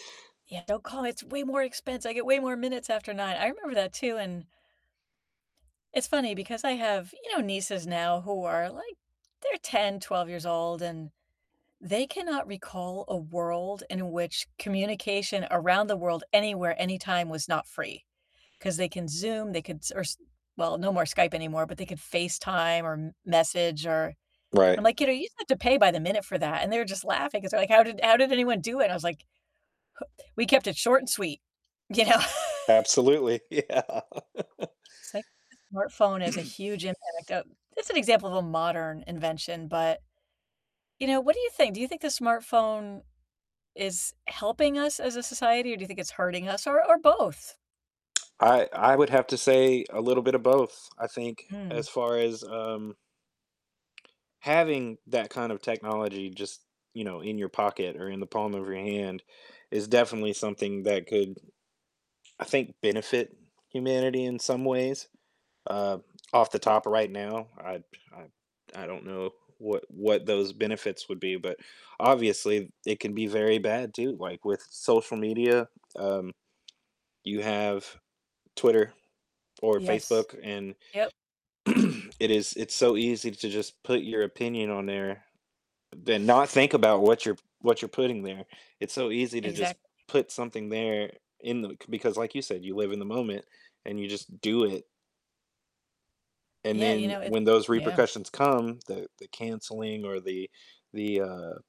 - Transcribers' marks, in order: distorted speech; other background noise; laughing while speaking: "you know?"; laughing while speaking: "yeah"; laugh; throat clearing; static; tapping; throat clearing
- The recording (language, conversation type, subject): English, unstructured, What invention do you think has had the biggest impact on daily life?
- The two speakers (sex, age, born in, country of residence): female, 45-49, United States, United States; male, 35-39, United States, United States